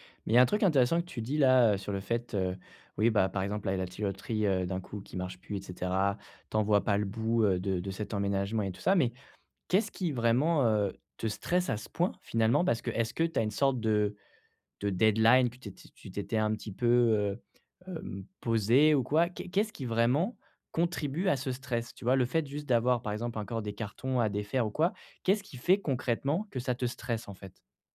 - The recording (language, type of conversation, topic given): French, advice, Comment arrêter de dépenser de façon impulsive quand je suis stressé ?
- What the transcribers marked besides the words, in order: none